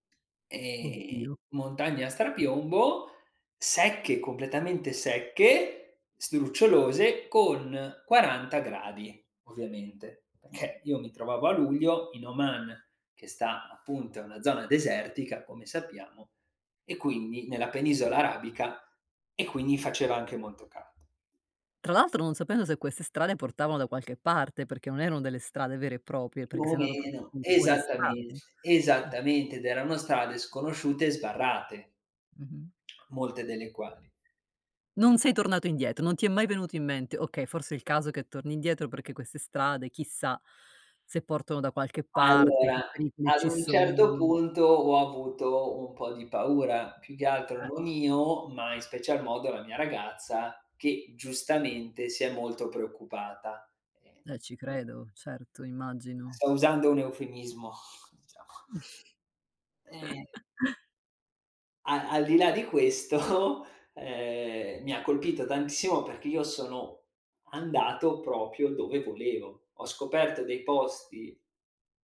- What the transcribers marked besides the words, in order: other background noise; drawn out: "Ehm"; tapping; chuckle; laughing while speaking: "questo"; drawn out: "ehm"
- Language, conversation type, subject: Italian, podcast, Qual è un luogo naturale che ti ha lasciato senza parole?